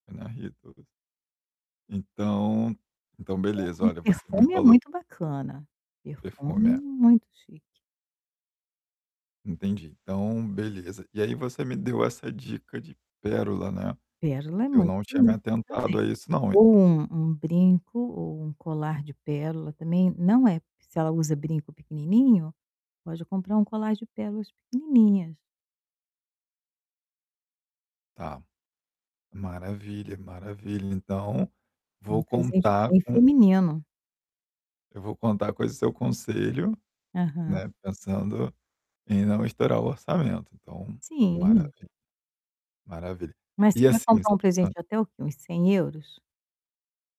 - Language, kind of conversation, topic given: Portuguese, advice, Como escolher presentes significativos sem estourar o orçamento?
- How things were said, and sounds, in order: distorted speech; tapping; static; other background noise